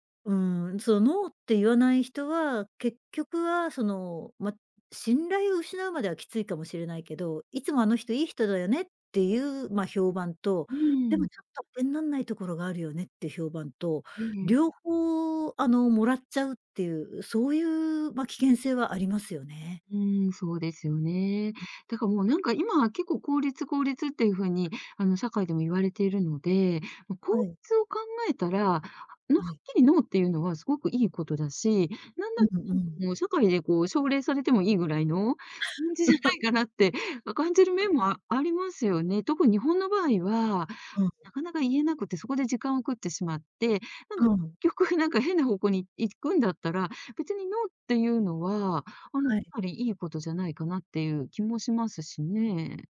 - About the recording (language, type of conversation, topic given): Japanese, podcast, 「ノー」と言うのは難しい？どうしてる？
- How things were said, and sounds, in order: laugh; laugh; other noise